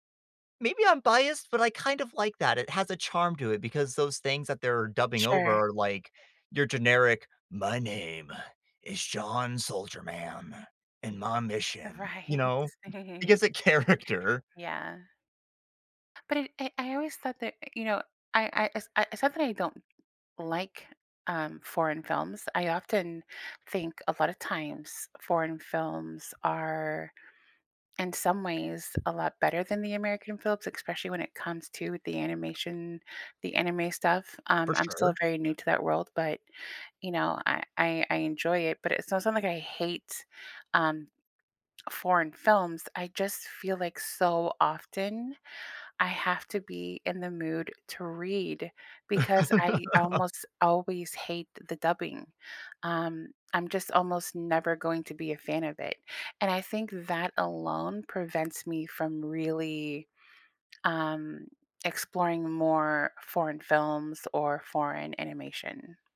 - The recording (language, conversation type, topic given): English, unstructured, Should I choose subtitles or dubbing to feel more connected?
- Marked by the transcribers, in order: put-on voice: "My name is John Soldier Man and my mission"; laughing while speaking: "Right"; tapping; chuckle; laughing while speaking: "character"; chuckle